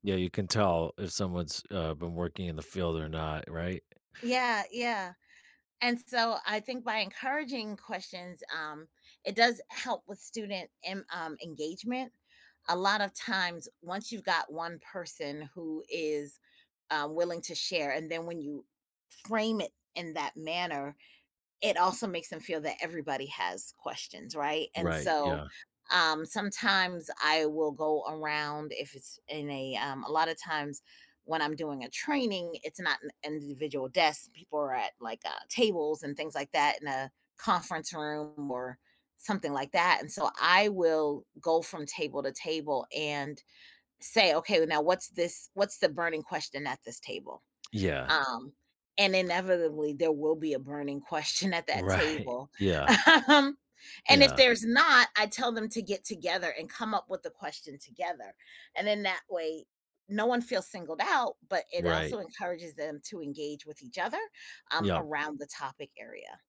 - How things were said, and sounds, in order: laughing while speaking: "Um"; laughing while speaking: "Right"; tapping
- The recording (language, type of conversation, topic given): English, podcast, How can encouraging questions in class help students become more curious and confident learners?